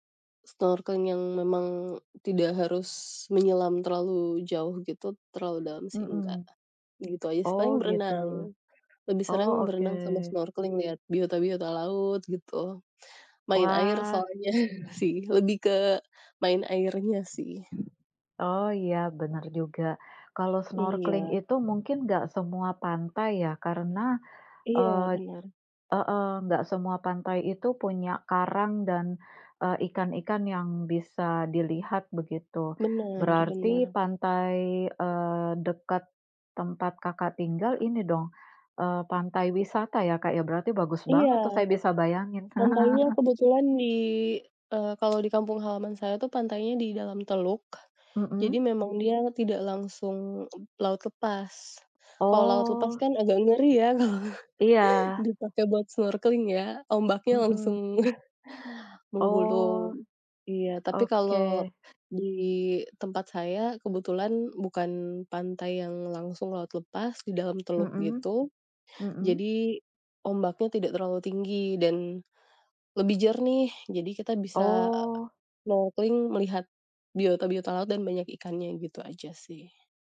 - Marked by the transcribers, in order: laughing while speaking: "soalnya"; other background noise; chuckle; tapping; laughing while speaking: "kalau"; laughing while speaking: "langsung"
- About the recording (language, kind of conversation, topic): Indonesian, unstructured, Apa kegiatan favoritmu saat libur panjang tiba?